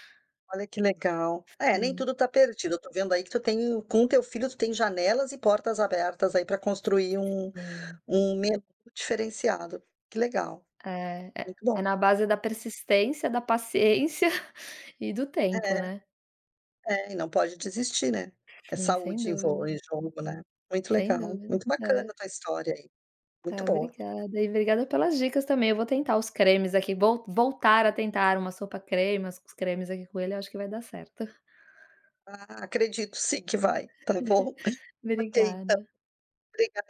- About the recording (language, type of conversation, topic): Portuguese, advice, Como é morar com um parceiro que tem hábitos alimentares opostos?
- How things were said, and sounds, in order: other background noise; tapping; chuckle